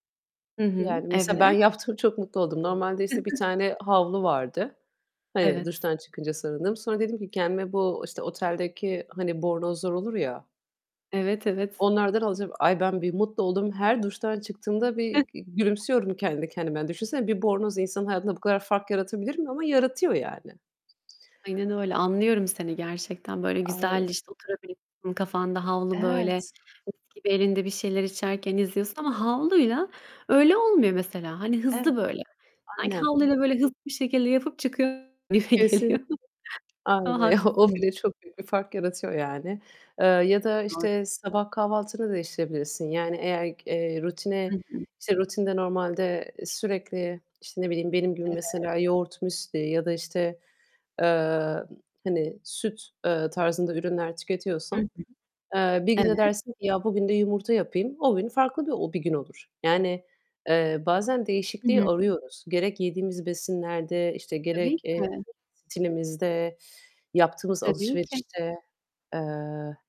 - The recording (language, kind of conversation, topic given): Turkish, unstructured, Değişim yapmak istediğinde seni neler engelliyor?
- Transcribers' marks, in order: tapping; unintelligible speech; other background noise; unintelligible speech; distorted speech; laughing while speaking: "geliyor"